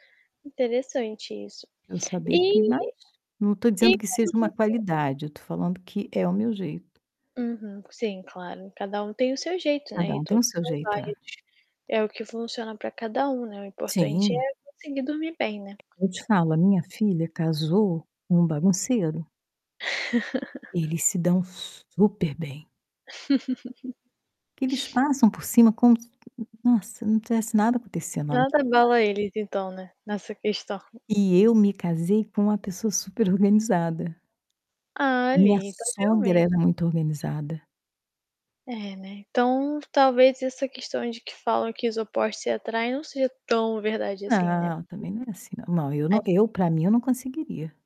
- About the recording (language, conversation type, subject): Portuguese, podcast, O que ajuda você a dormir melhor em casa?
- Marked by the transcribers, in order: static; distorted speech; tapping; laugh; laugh; unintelligible speech